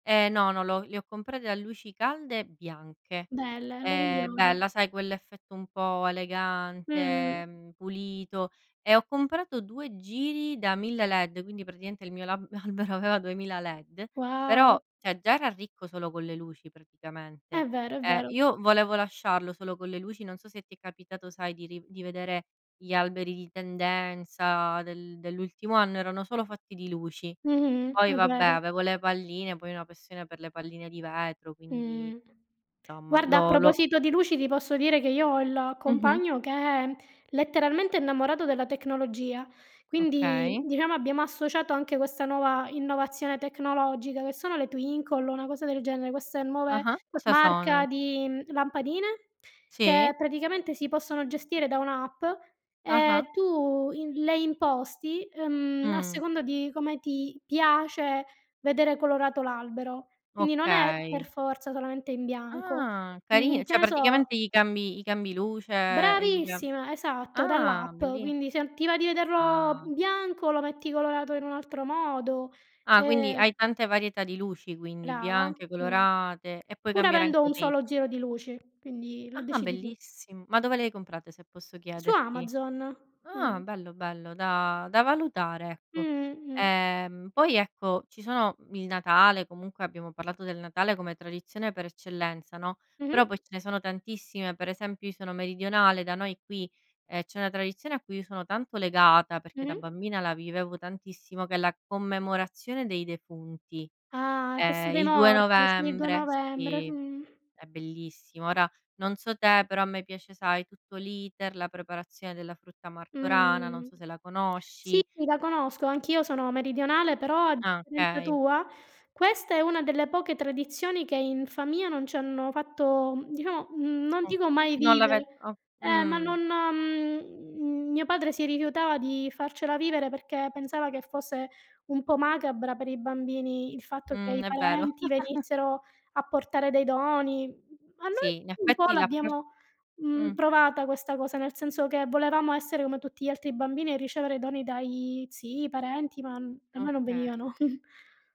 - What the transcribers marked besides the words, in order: other background noise; "cioè" said as "ceh"; in English: "Twinkly"; "non" said as "en"; tapping; drawn out: "mhmm"; chuckle; chuckle
- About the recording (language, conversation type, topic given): Italian, unstructured, Quali tradizioni familiari ti rendono felice?